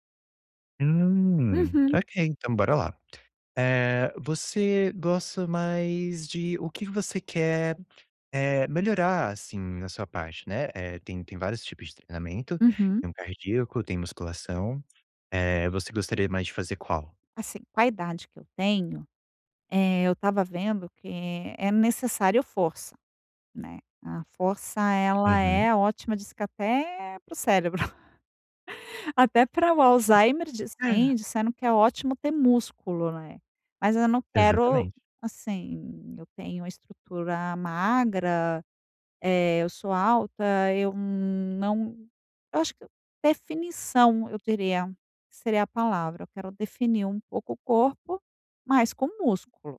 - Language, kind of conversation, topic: Portuguese, advice, Como posso variar minha rotina de treino quando estou entediado(a) com ela?
- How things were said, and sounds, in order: chuckle; giggle